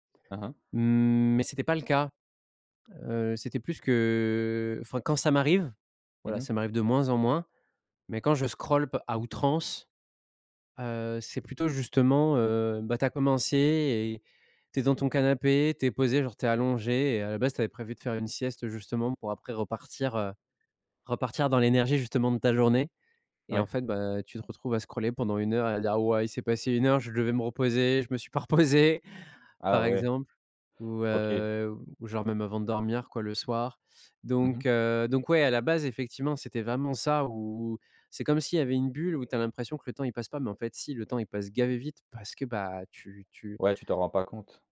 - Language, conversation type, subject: French, podcast, Comment utilises-tu les réseaux sociaux sans t’épuiser ?
- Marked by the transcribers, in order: in English: "scroll"